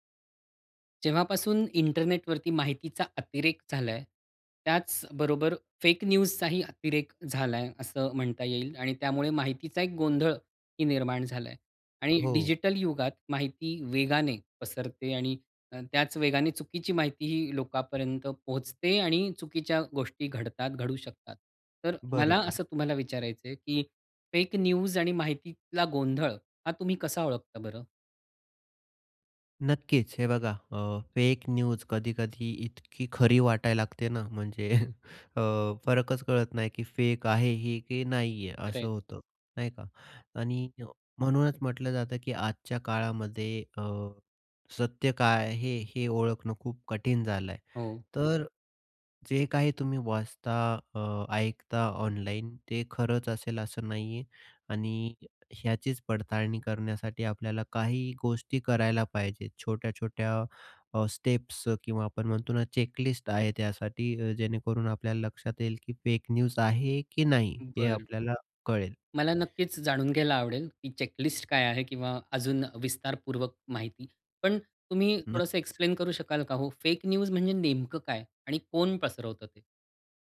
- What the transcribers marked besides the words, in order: other background noise; in English: "न्यूजचाही"; tapping; in English: "न्यूज"; in English: "न्यूज"; chuckle; in English: "स्टेप्स"; in English: "न्यूज"; in English: "एक्सप्लेन"; in English: "न्यूज"
- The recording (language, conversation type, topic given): Marathi, podcast, फेक न्यूज आणि दिशाभूल करणारी माहिती तुम्ही कशी ओळखता?